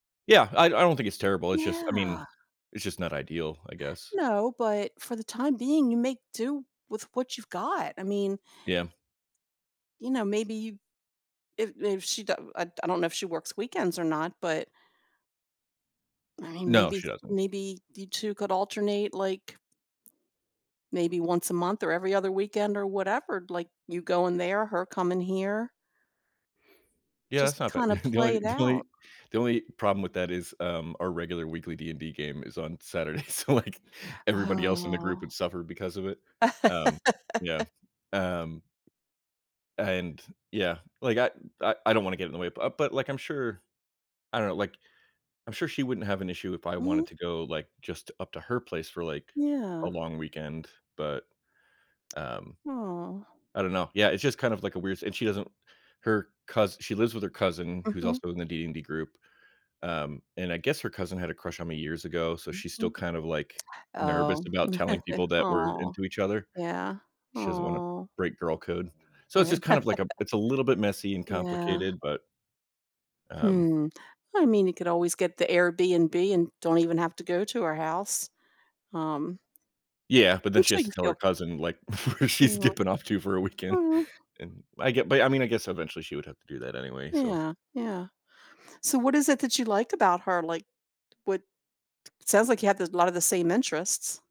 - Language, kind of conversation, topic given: English, advice, How do I communicate my feelings and set boundaries while pacing a new relationship?
- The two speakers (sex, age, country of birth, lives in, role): female, 65-69, United States, United States, advisor; male, 40-44, United States, United States, user
- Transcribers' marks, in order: tapping; chuckle; laughing while speaking: "so, like"; drawn out: "Oh"; laugh; other background noise; tsk; tsk; chuckle; drawn out: "Aw"; chuckle; laughing while speaking: "who she's skipping"; laughing while speaking: "weekend"